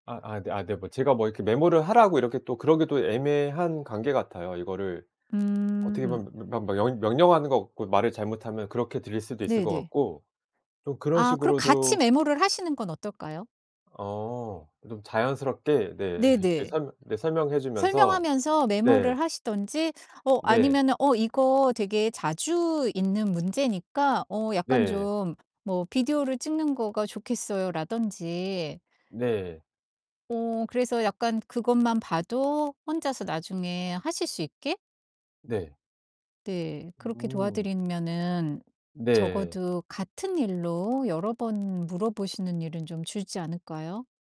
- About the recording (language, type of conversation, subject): Korean, advice, 거절을 잘 못해서 약속과 업무를 과도하게 수락하게 될 때, 어떻게 하면 적절히 거절하고 조절할 수 있을까요?
- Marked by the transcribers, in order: distorted speech; laughing while speaking: "네"